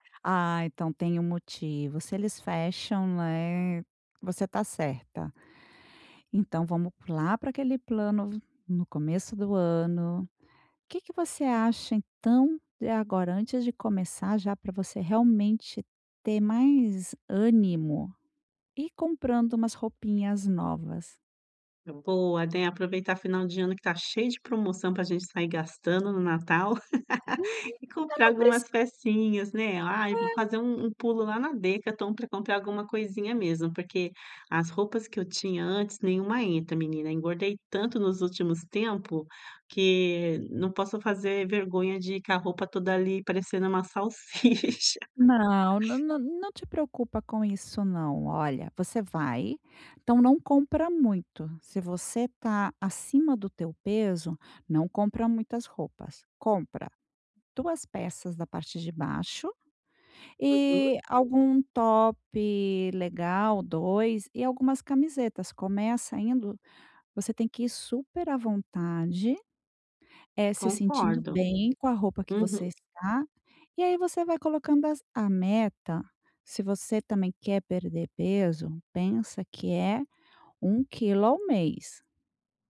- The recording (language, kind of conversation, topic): Portuguese, advice, Como posso estabelecer hábitos para manter a consistência e ter energia ao longo do dia?
- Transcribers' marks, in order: laugh; laugh